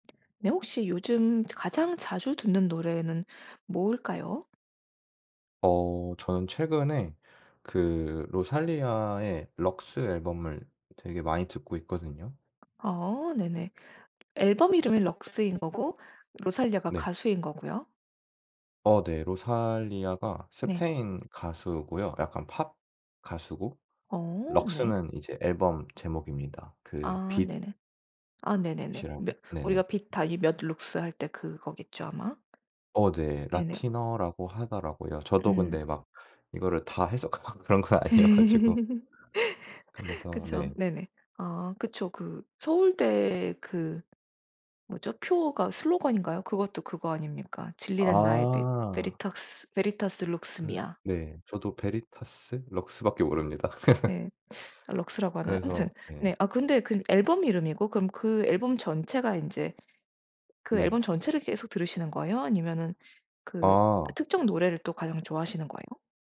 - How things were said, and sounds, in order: tapping; laughing while speaking: "해석하고 막 그런 건 아니어 가지고"; laugh; other background noise; laugh
- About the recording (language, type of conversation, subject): Korean, podcast, 요즘 솔직히 가장 자주 듣는 노래는 뭐예요?